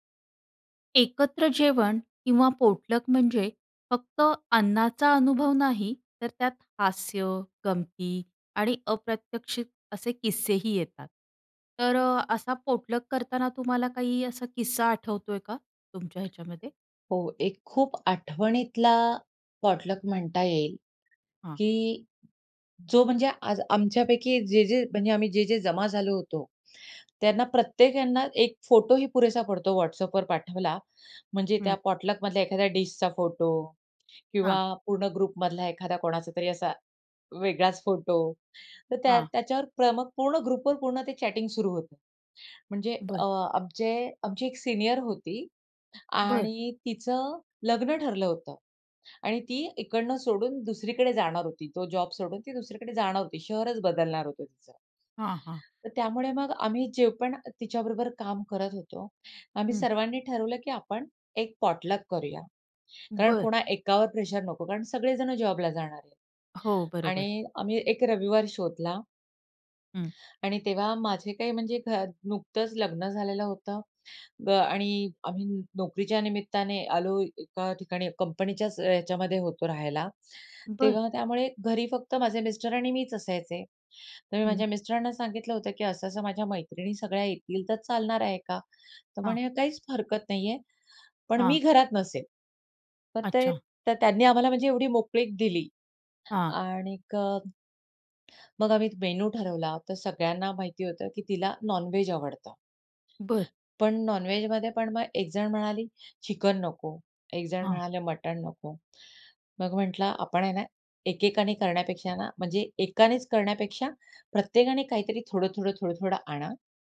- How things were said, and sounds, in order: in English: "पोटलक"; "पॉटलक" said as "पोटलक"; in English: "पोटलक"; "पॉटलक" said as "पोटलक"; other background noise; in English: "पॉटलक"; in English: "पॉटलकमधल्या"; in English: "ग्रुपमधला"; in English: "ग्रुपवर"; in English: "चॅटिंग"; in English: "सीनियर"; in English: "पॉटलक"; "हरकत" said as "फरकत"; in English: "नॉनव्हेज"; in English: "नॉनव्हेजमध्ये"
- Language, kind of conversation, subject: Marathi, podcast, एकत्र जेवण किंवा पोटलकमध्ये घडलेला कोणता मजेशीर किस्सा तुम्हाला आठवतो?